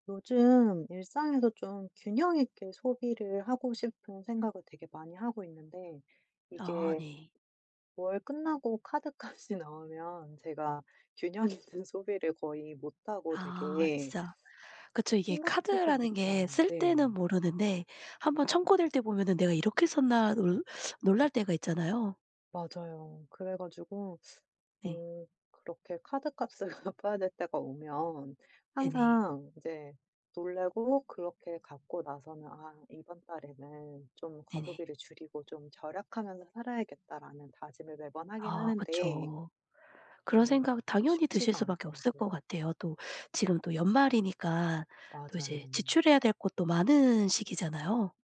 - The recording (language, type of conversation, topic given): Korean, advice, 일상에서 과소비와 절약 사이에서 균형 잡힌 소비 습관을 어떻게 시작하면 좋을까요?
- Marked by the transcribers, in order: laughing while speaking: "카드값이"; other background noise; laughing while speaking: "갚아야"